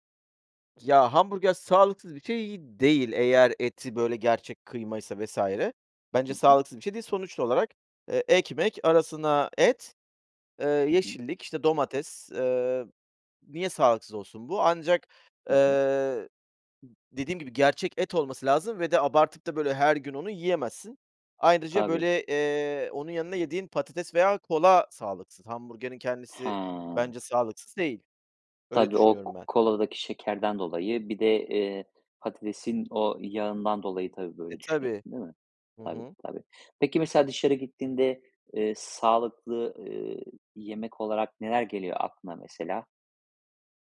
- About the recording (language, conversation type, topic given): Turkish, podcast, Dışarıda yemek yerken sağlıklı seçimleri nasıl yapıyorsun?
- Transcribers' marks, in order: drawn out: "He"